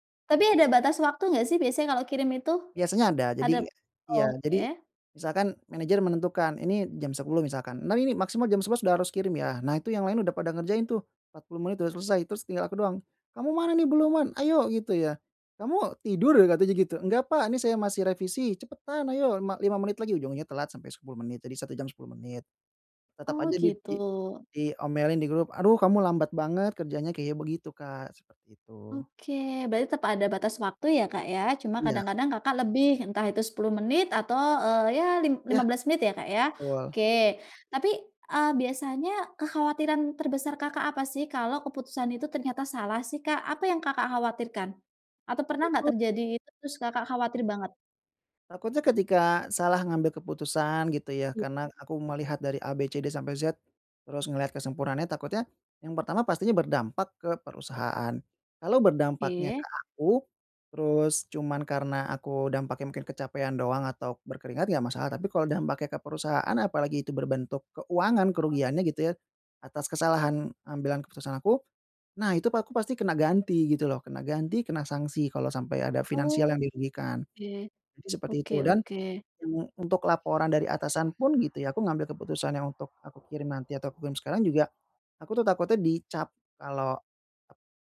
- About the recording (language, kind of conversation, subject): Indonesian, advice, Bagaimana cara mengatasi perfeksionisme yang menghalangi pengambilan keputusan?
- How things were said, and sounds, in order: other background noise; tapping